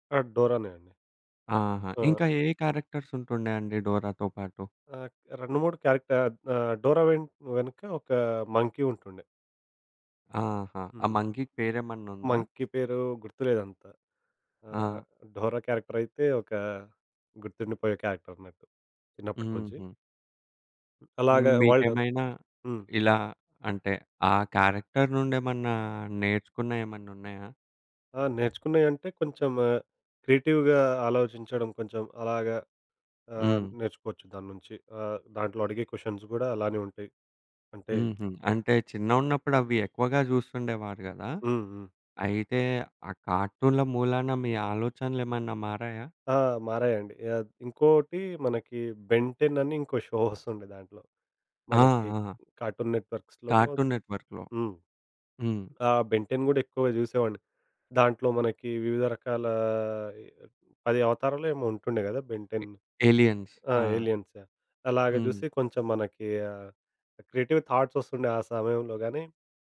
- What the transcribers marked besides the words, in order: in English: "క్యారెక్టర్‌స్"; in English: "క్యారెక్టర్"; in English: "మంకీ"; in English: "మంకీకి"; in English: "మంకీ"; other background noise; in English: "క్యారెక్టర్"; in English: "క్రియేటివ్‌గా"; in English: "క్వెషన్స్"; tapping; in English: "షో"; chuckle; in English: "కార్టూన్ నెట్‌వర్క్స్"; in English: "కార్టూన్ నెట్‌వర్క్‌లో"; in English: "ఎ ఎలియన్స్"; in English: "ఎలియన్స్"; in English: "క్రియేటివ్ థాట్స్"
- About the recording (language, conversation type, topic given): Telugu, podcast, చిన్నప్పుడు మీరు చూసిన కార్టూన్లు మీ ఆలోచనలను ఎలా మార్చాయి?